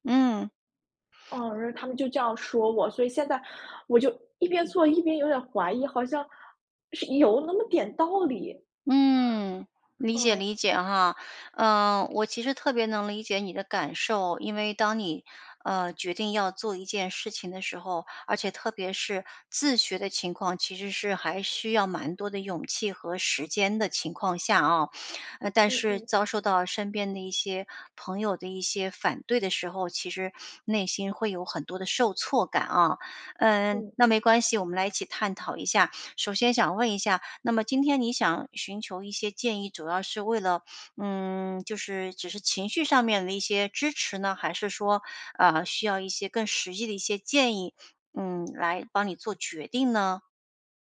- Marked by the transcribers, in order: other background noise; tapping
- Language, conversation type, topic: Chinese, advice, 被批评后，你的创作自信是怎样受挫的？
- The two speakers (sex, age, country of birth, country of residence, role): female, 20-24, China, United States, user; female, 50-54, China, United States, advisor